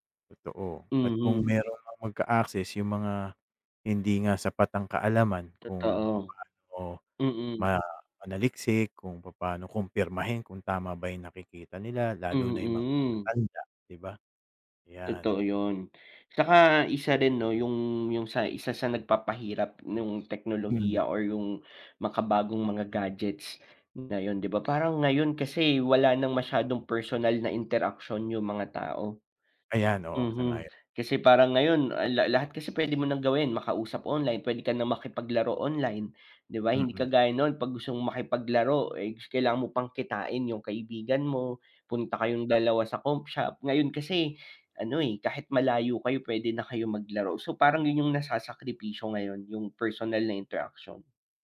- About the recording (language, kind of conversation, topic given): Filipino, unstructured, Paano mo gagamitin ang teknolohiya para mapadali ang buhay mo?
- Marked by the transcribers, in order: other animal sound